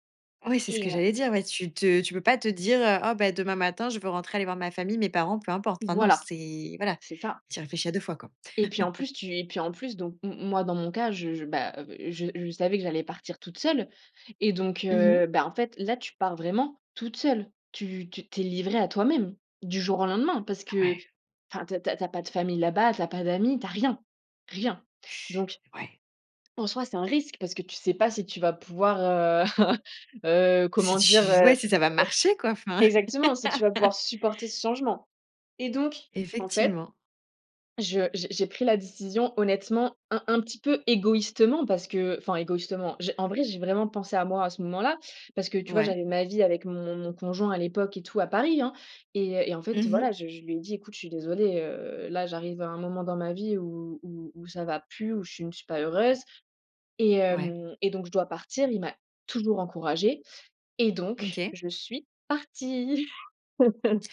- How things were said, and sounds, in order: laugh; chuckle; laugh; tapping; stressed: "toujours"; chuckle
- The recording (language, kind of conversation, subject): French, podcast, Quand as-tu pris un risque qui a fini par payer ?